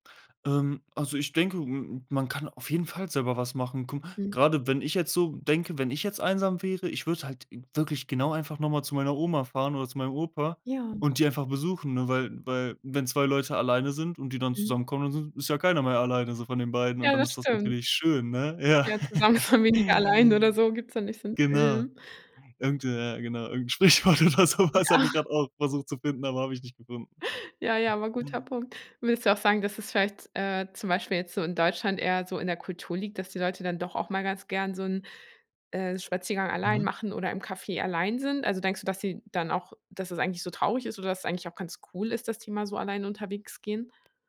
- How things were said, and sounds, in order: laughing while speaking: "ist man"; giggle; laughing while speaking: "Sprichwort oder so was, habe ich grad auch"; laughing while speaking: "Ja"
- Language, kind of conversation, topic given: German, podcast, Was kann jede*r tun, damit andere sich weniger allein fühlen?